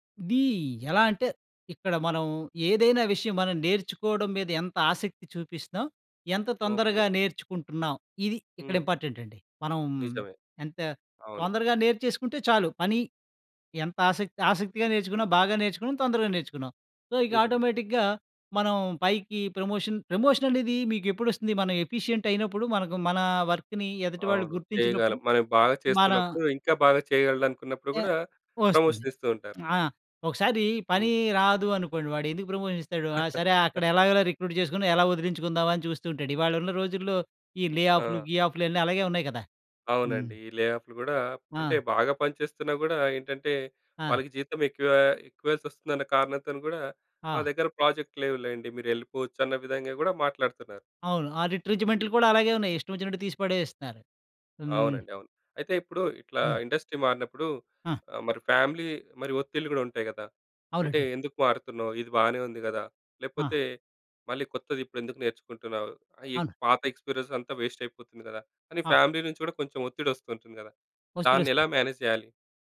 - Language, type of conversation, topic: Telugu, podcast, అనుభవం లేకుండా కొత్త రంగానికి మారేటప్పుడు మొదట ఏవేవి అడుగులు వేయాలి?
- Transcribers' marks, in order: in English: "ఇంపార్టెంట్"; in English: "సో"; in English: "ఆటోమేటిక్‌గా"; in English: "ప్రమోషన్, ప్రమోషన్"; in English: "ఎఫిషియెంట్"; in English: "వర్క్‌ని"; in English: "ప్రమోషన్"; in English: "ప్రమోషన్"; chuckle; in English: "రిక్రూట్"; in English: "లేఆఫ్‌లు"; tapping; in English: "ప్రాజెక్ట్"; in English: "ఇండస్ట్రీ"; in English: "ఫ్యామిలీ"; in English: "ఎక్స్పీరియన్స్"; in English: "వేస్ట్"; in English: "ఫ్యామిలీ"; in English: "మేనేజ్"; other background noise